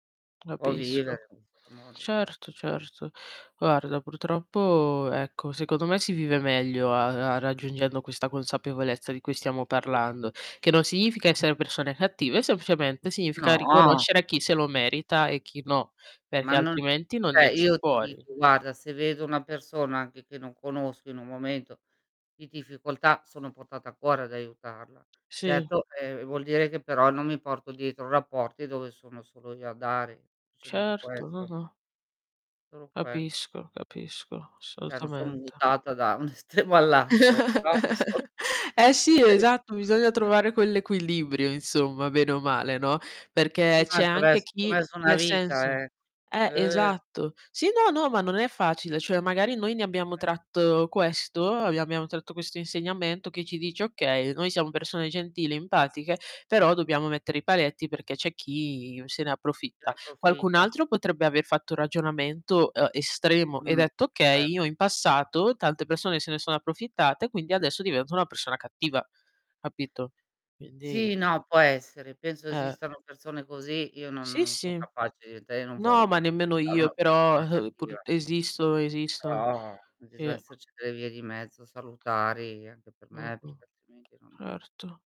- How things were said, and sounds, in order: tapping; distorted speech; "cioè" said as "ceh"; "esce" said as "ecce"; static; "semplicemente" said as "plicemente"; "Cioè" said as "ceh"; laughing while speaking: "un estremo all'altro"; chuckle; other background noise; laughing while speaking: "solo"; "equilibrio" said as "equillibrio"
- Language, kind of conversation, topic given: Italian, unstructured, Ti è mai capitato di cambiare idea su un valore importante?
- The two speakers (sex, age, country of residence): female, 20-24, Italy; female, 55-59, Italy